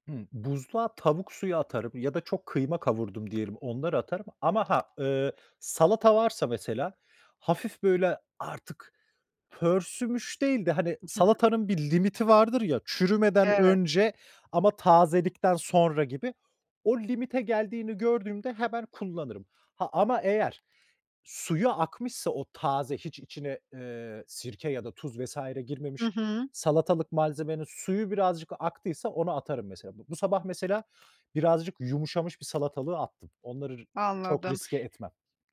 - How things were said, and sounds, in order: other background noise; tapping; scoff
- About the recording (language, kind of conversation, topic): Turkish, podcast, Artan yemekleri yaratıcı şekilde değerlendirmek için hangi taktikleri kullanıyorsun?